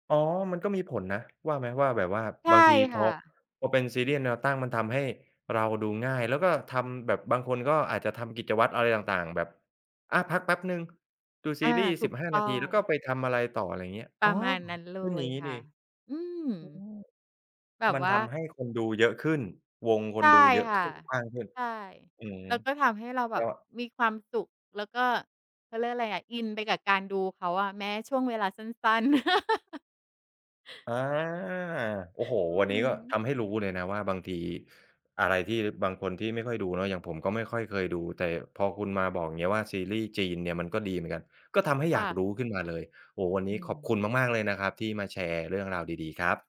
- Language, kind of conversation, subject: Thai, podcast, คุณช่วยเล่าให้ฟังหน่อยได้ไหมว่า มีกิจวัตรเล็กๆ อะไรที่ทำแล้วทำให้คุณมีความสุข?
- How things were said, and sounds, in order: tapping; other background noise; laugh